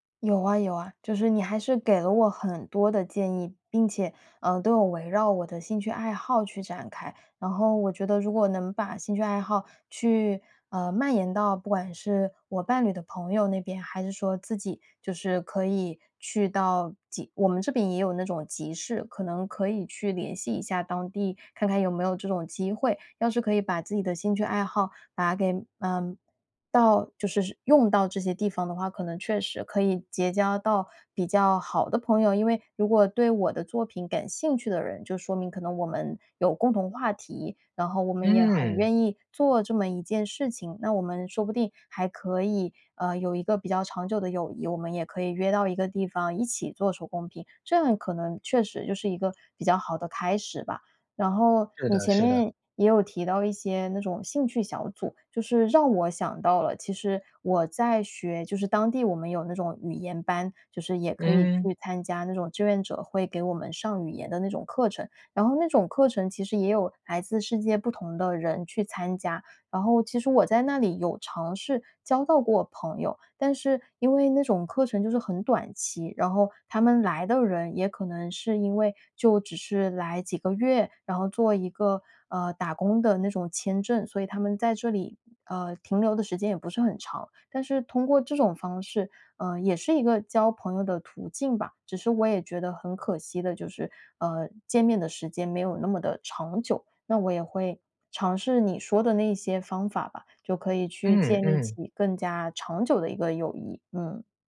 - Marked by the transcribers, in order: tapping
- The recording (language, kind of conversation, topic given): Chinese, advice, 搬到新城市后我感到孤单无助，该怎么办？